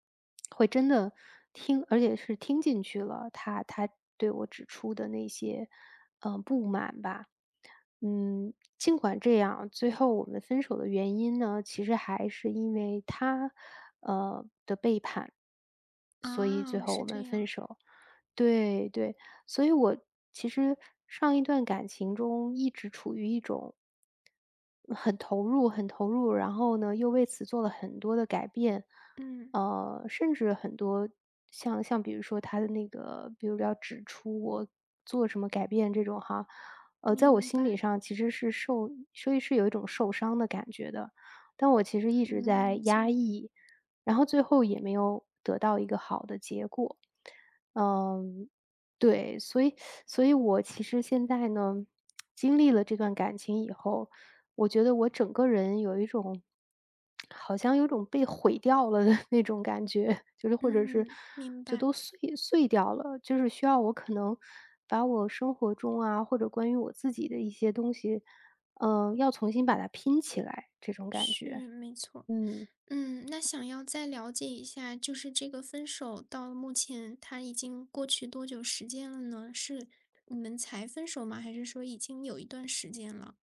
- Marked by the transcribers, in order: tapping; laughing while speaking: "的那种感觉"; sad: "就都碎 碎掉了"
- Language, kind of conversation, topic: Chinese, advice, 分手后我该如何努力重建自尊和自信？